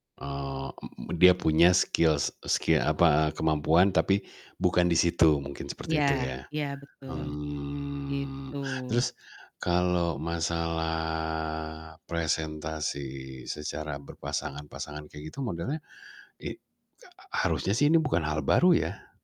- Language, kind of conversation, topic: Indonesian, advice, Bagaimana cara menghadapi rekan kerja yang mengambil kredit atas pekerjaan saya?
- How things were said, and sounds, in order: in English: "skill"; in English: "skill"; drawn out: "Mmm"; drawn out: "masalah"; other background noise